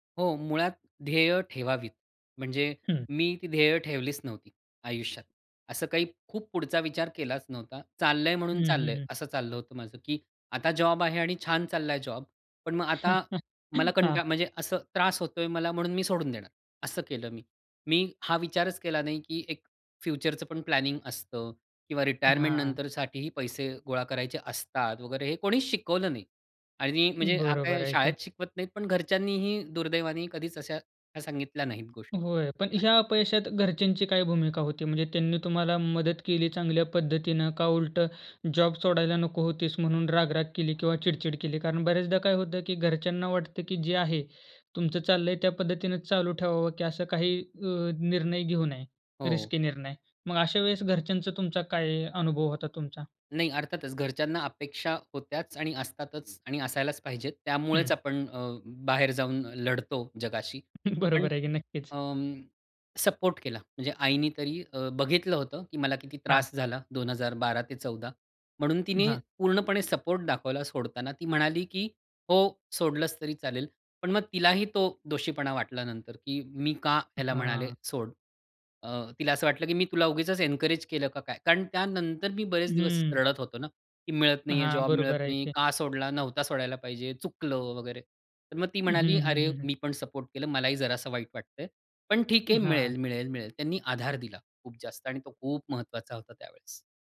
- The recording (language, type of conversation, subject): Marathi, podcast, एखाद्या अपयशातून तुला काय शिकायला मिळालं?
- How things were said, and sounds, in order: chuckle; in English: "प्लॅनिंग"; in English: "रिटायरमेंट"; in English: "रिस्की"; chuckle; laughing while speaking: "बरोबर आहे की. नक्कीच"; in English: "एन्करेज"